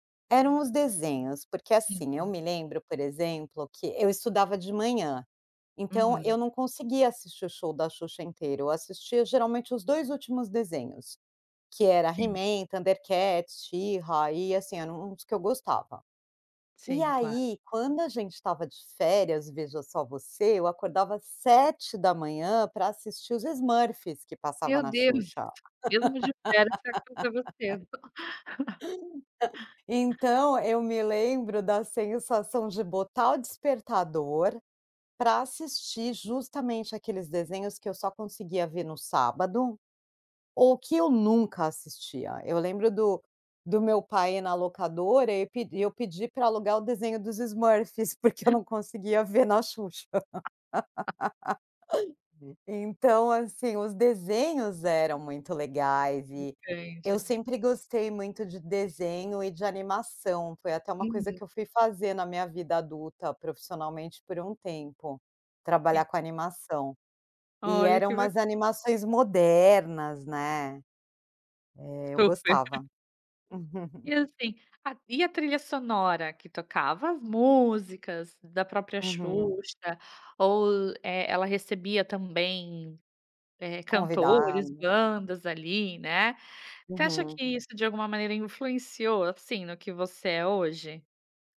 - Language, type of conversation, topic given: Portuguese, podcast, Qual programa de TV da sua infância te dá mais saudade?
- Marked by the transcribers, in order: chuckle; laugh; chuckle; other noise; chuckle; laugh; chuckle; other background noise